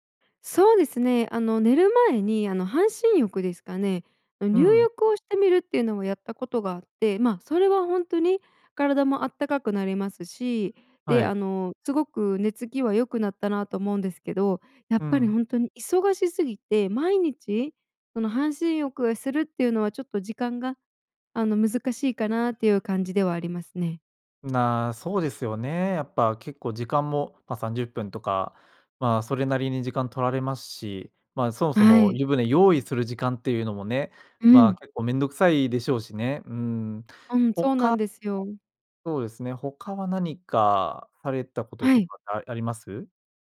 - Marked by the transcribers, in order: other noise
- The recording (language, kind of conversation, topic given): Japanese, advice, 布団に入ってから寝つけずに長時間ゴロゴロしてしまうのはなぜですか？